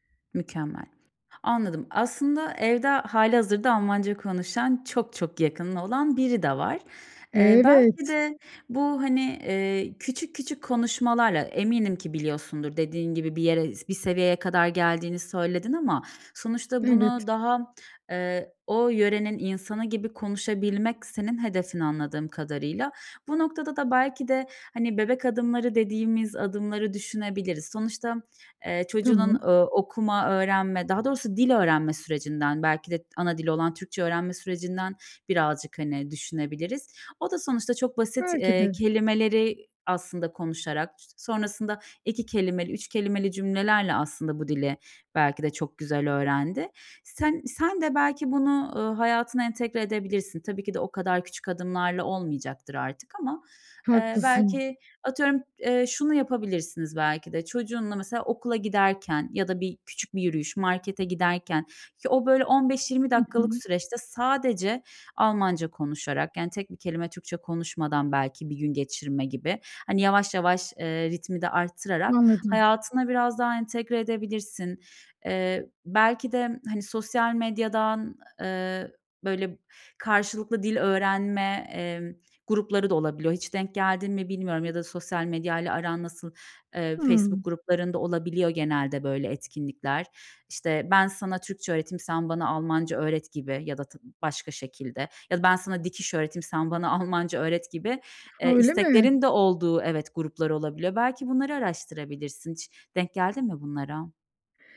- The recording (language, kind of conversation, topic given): Turkish, advice, Zor ve karmaşık işler yaparken motivasyonumu nasıl sürdürebilirim?
- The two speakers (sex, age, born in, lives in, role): female, 30-34, Turkey, Bulgaria, advisor; female, 35-39, Turkey, Austria, user
- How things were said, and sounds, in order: other background noise